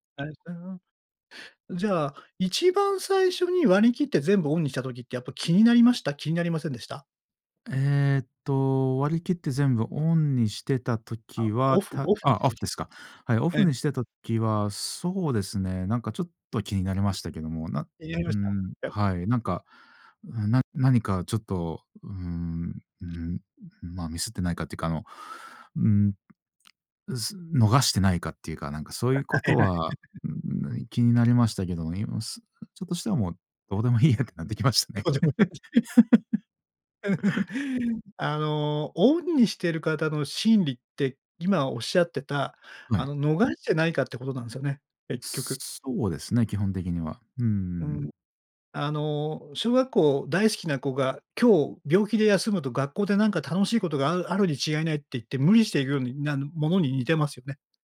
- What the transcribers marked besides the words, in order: other noise; laugh; laughing while speaking: "どうでもいいやってなってきましたね"; unintelligible speech; laugh
- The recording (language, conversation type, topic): Japanese, podcast, 通知はすべてオンにしますか、それともオフにしますか？通知設定の基準はどう決めていますか？